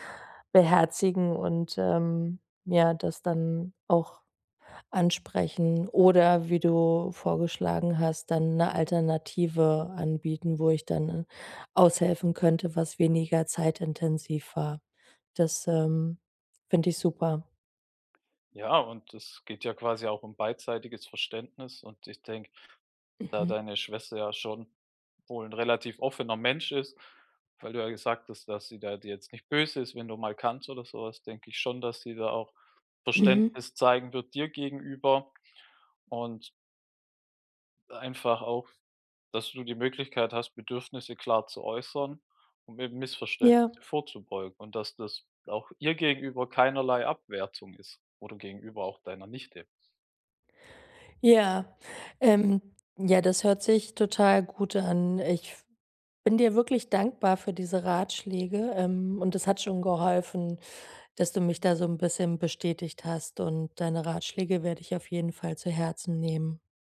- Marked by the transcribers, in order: none
- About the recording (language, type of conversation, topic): German, advice, Wie kann ich bei der Pflege meiner alten Mutter Grenzen setzen, ohne mich schuldig zu fühlen?